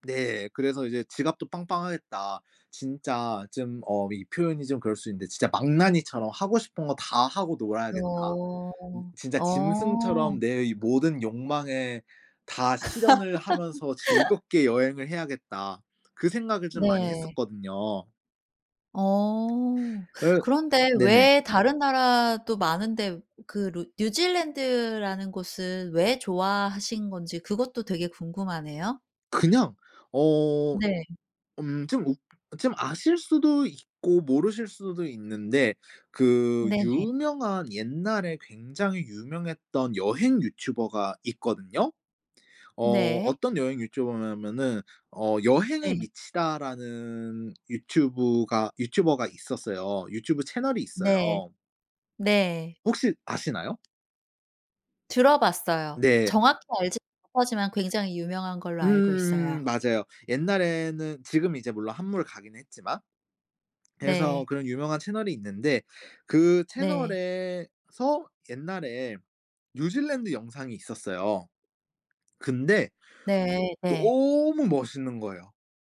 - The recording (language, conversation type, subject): Korean, podcast, 번아웃을 겪은 뒤 업무에 복귀할 때 도움이 되는 팁이 있을까요?
- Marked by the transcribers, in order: other background noise; laugh; tapping; stressed: "너무"